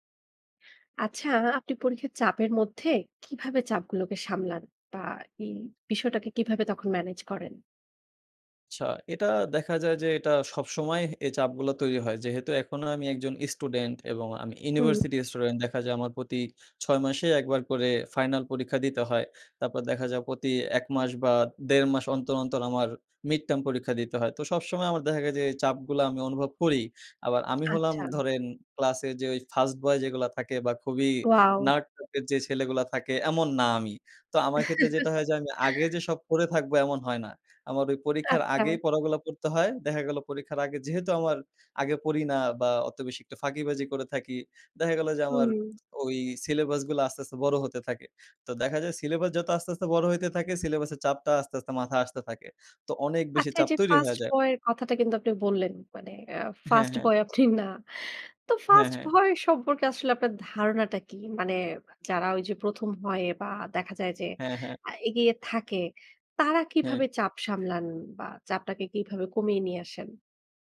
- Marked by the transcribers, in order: "স্টুডেন্ট" said as "ইস্টুডেন্ট"; tapping; "স্টুডেন্ট" said as "ইস্টুডেন্ট"; in English: "mid term"; in English: "nerd"; chuckle; scoff
- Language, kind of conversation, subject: Bengali, podcast, পরীক্ষার চাপের মধ্যে তুমি কীভাবে সামলে থাকো?